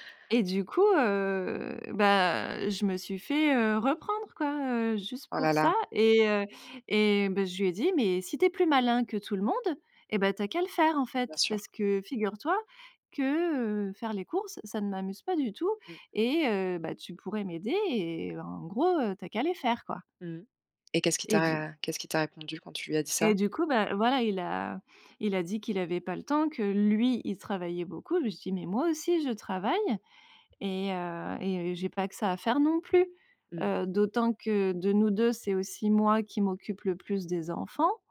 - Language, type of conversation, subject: French, advice, Comment gérer les conflits liés au partage des tâches ménagères ?
- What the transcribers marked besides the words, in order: tapping; stressed: "lui"